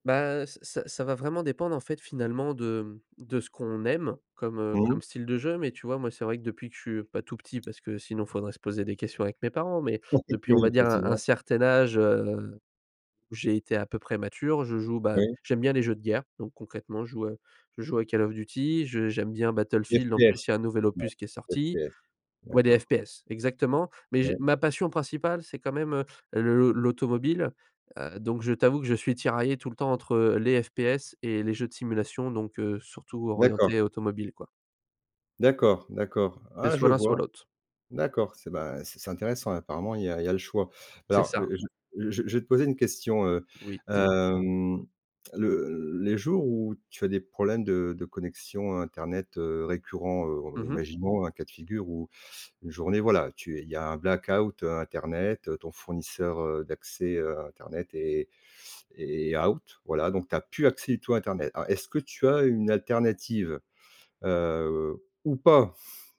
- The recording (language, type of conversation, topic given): French, podcast, Comment, au quotidien, arrives-tu à te dégager du temps pour ton loisir ?
- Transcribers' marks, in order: other background noise; drawn out: "hem, le"; in English: "out"; stressed: "pas"